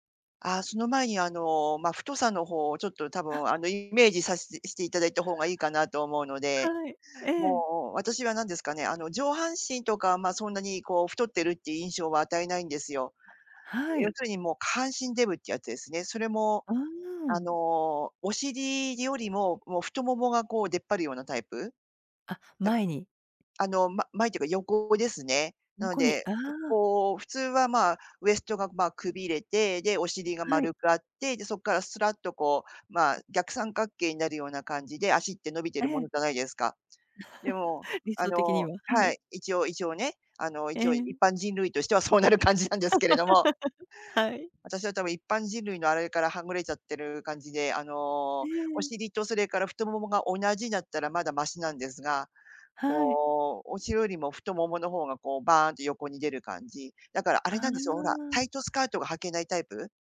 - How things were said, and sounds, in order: chuckle; other background noise; chuckle; laughing while speaking: "そうなる感じなんですけれども"; laugh; "お尻" said as "おしろ"
- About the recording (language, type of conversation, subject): Japanese, advice, 運動しているのに体重や見た目に変化が出ないのはなぜですか？